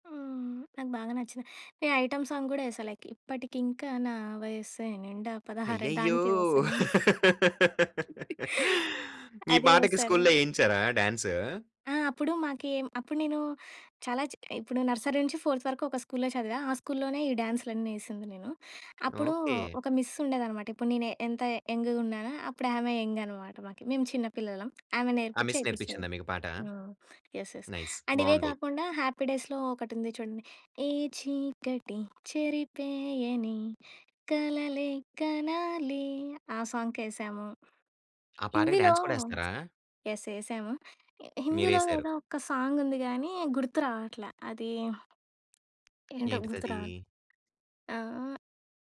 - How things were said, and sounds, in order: in English: "ఐటెమ్ సాంగ్"; in English: "లైక్"; singing: "ఇప్పటికింకా నా వయస్సే నిండా పదహారే"; laugh; other background noise; chuckle; in English: "నర్సరీ"; in English: "ఫోర్త్"; in English: "మిస్"; in English: "మిస్"; in English: "యంగ్‌గా"; in English: "నైస్"; in English: "యెస్. యెస్. అండ్"; singing: "ఏ చీకటి చెరిపేయని కలలే కనాలి"; tapping; in English: "డాన్స్"; in English: "యెస్"
- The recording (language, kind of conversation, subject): Telugu, podcast, మీకు గుర్తున్న తొలి పాట ఏది?